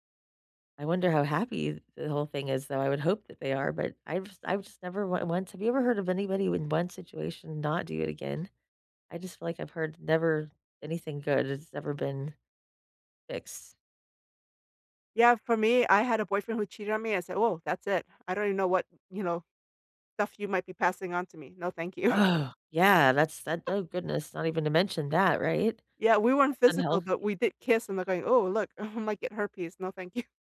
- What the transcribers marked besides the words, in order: laughing while speaking: "you"; giggle; chuckle; laughing while speaking: "you"
- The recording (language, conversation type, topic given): English, unstructured, How do I know when it's time to end my relationship?